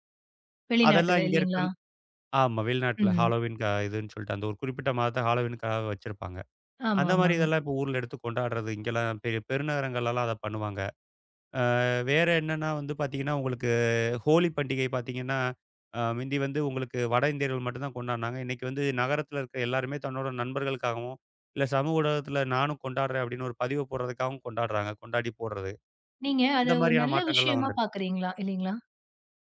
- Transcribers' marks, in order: in English: "ஹாலோவீன்"; in English: "ஹாலோவீனுக்காக"; other background noise; tapping
- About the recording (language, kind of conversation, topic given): Tamil, podcast, சமூக ஊடகங்கள் எந்த அளவுக்கு கலாச்சாரத்தை மாற்றக்கூடும்?